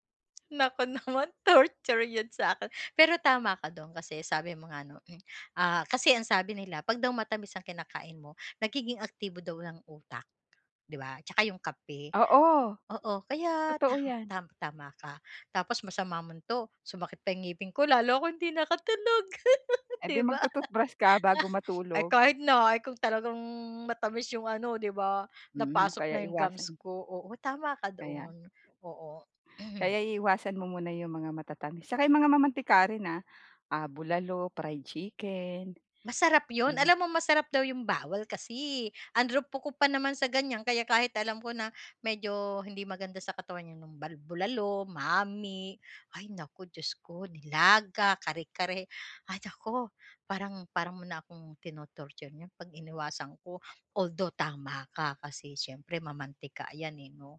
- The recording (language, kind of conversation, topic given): Filipino, advice, Paano ako magkakaroon ng mas regular na oras ng pagtulog?
- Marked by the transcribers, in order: laughing while speaking: "Naku naman torture yun sa'kin"; laughing while speaking: "lalo akong hindi nakatulog, 'di … yung gums ko"; laugh; other background noise; throat clearing; in English: "Although"